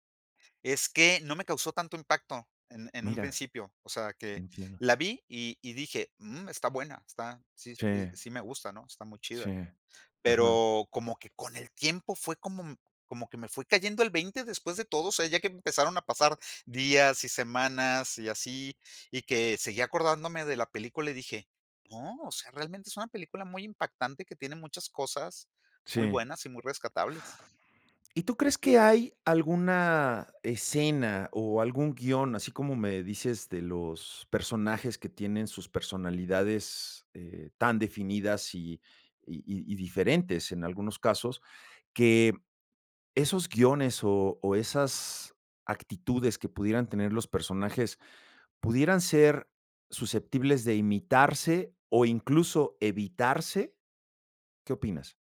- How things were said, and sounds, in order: none
- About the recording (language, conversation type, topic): Spanish, podcast, ¿Qué película podrías ver mil veces sin cansarte?